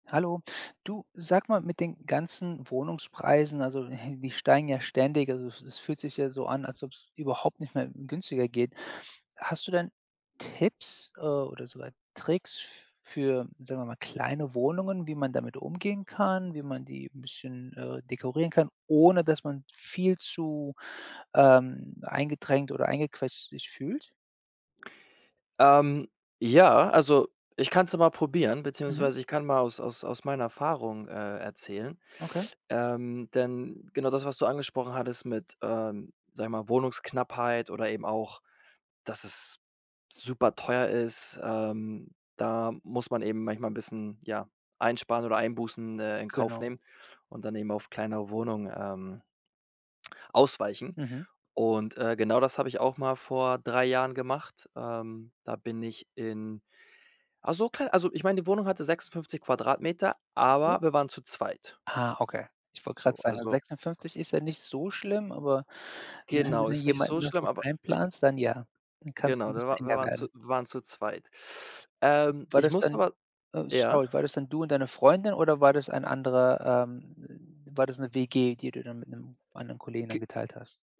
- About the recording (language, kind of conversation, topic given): German, podcast, Was sind deine besten Tipps, um eine kleine Wohnung optimal einzurichten?
- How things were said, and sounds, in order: chuckle; other background noise; stressed: "ohne"; in English: "sorry"